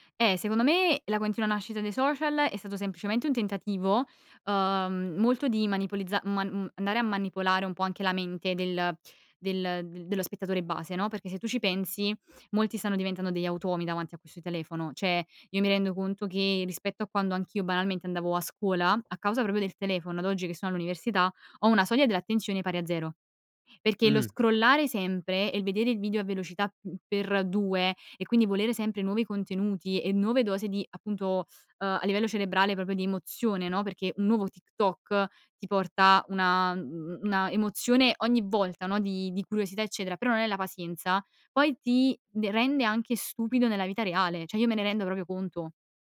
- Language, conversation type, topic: Italian, podcast, Che ruolo hanno i social media nella visibilità della tua comunità?
- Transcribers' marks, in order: "Cioè" said as "ceh"; "Cioè" said as "ceh"